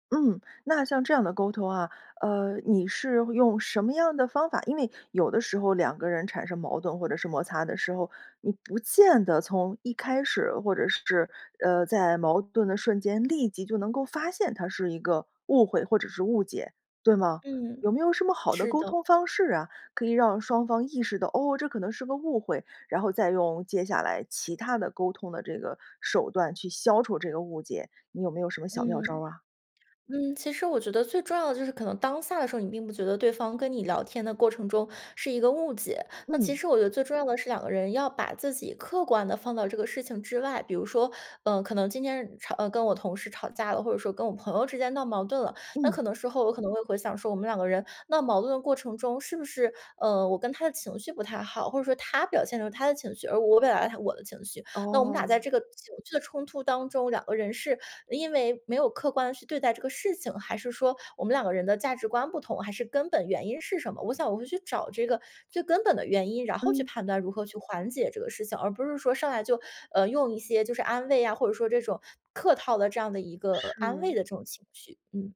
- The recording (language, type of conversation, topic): Chinese, podcast, 你会怎么修复沟通中的误解？
- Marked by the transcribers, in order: none